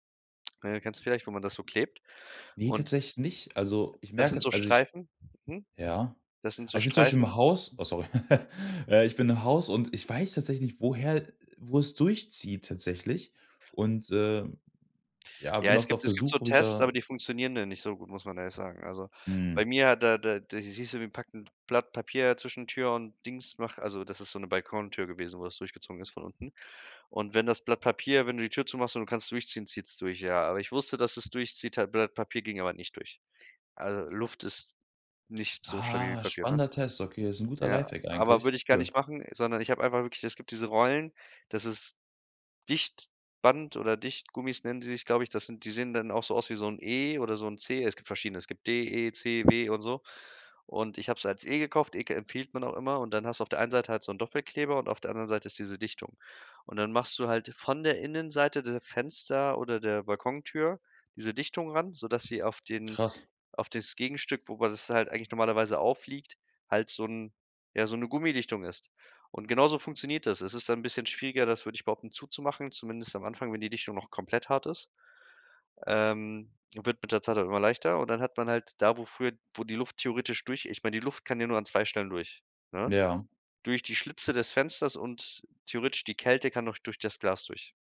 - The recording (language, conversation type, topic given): German, podcast, Welche Tipps hast du, um zu Hause Energie zu sparen?
- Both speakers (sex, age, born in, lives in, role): male, 25-29, Germany, Germany, guest; male, 25-29, Germany, Germany, host
- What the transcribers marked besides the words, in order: chuckle; other background noise